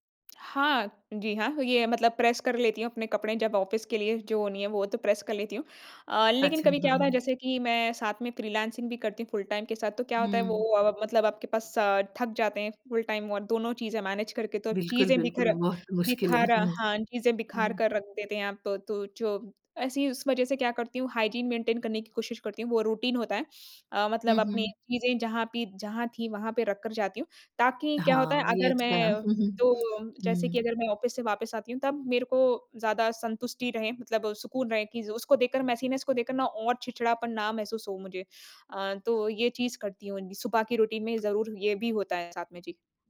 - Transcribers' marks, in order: in English: "प्रेस"; in English: "ऑफ़िस"; in English: "प्रेस"; tapping; in English: "फ्रीलांसिंग"; in English: "फुल टाइम"; in English: "फुल टाइम"; in English: "मैनेज"; in English: "हाइजीन मेंटेन"; in English: "रूटीन"; chuckle; in English: "ऑफ़िस"; in English: "मेसीनेस"; in English: "रूटीन"
- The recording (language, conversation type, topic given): Hindi, podcast, सुबह की दिनचर्या में आप सबसे ज़रूरी क्या मानते हैं?